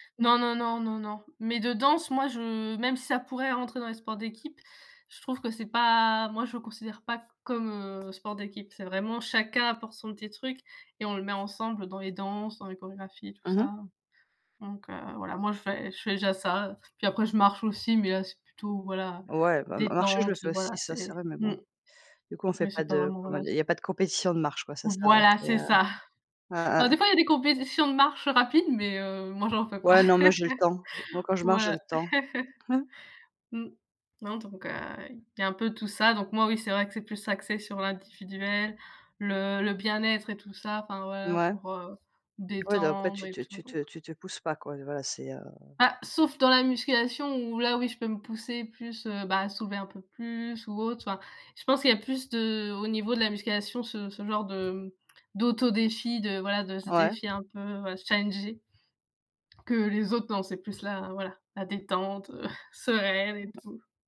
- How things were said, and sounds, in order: other background noise; tapping; unintelligible speech; stressed: "Voilà, c'est ça"; chuckle; laugh; chuckle
- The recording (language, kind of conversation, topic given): French, unstructured, Préférez-vous les sports d’équipe ou les sports individuels ?